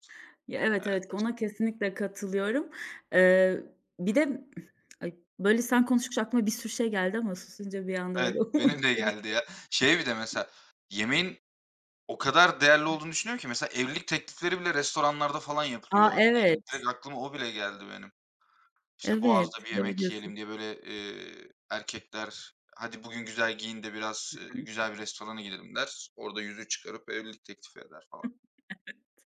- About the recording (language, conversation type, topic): Turkish, unstructured, Birlikte yemek yemek insanları nasıl yakınlaştırır?
- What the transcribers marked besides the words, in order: other background noise; lip smack; chuckle; laughing while speaking: "uçtu"; tapping; laughing while speaking: "Evet"